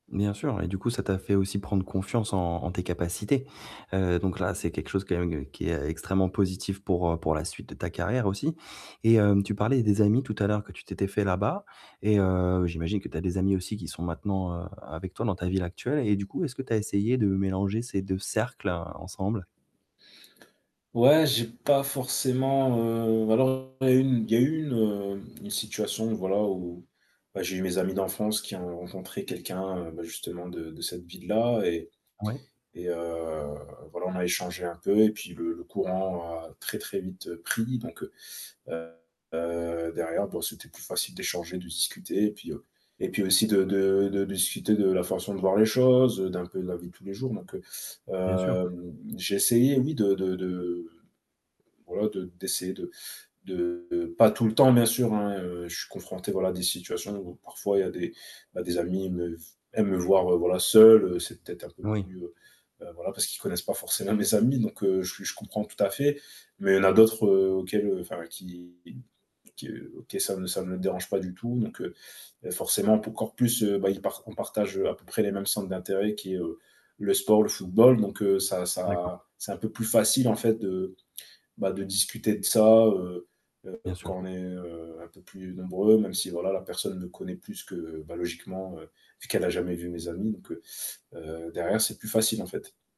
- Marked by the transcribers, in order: static; other background noise; distorted speech; "que" said as "qué"; tapping
- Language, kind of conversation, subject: French, advice, Comment rester présent pour quelqu’un pendant une transition majeure sans le submerger ?